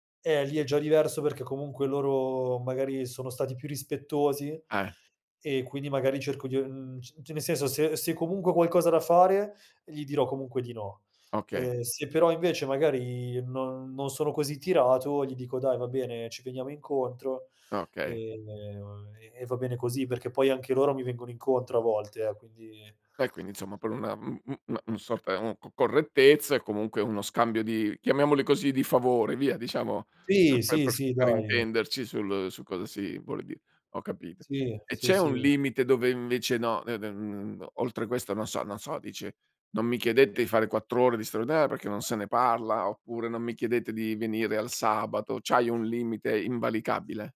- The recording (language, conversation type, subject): Italian, podcast, Come decidi quando fare gli straordinari e quando dire di no, sinceramente?
- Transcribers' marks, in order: unintelligible speech